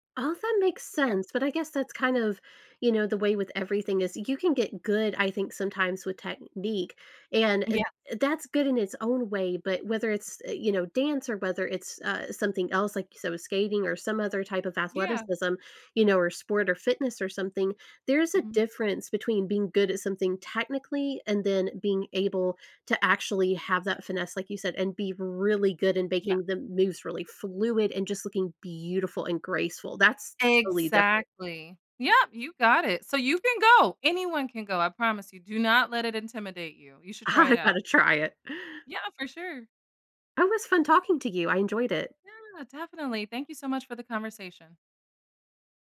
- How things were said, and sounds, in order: tapping; laughing while speaking: "I"; other background noise
- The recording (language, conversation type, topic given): English, unstructured, How do I decide to try a new trend, class, or gadget?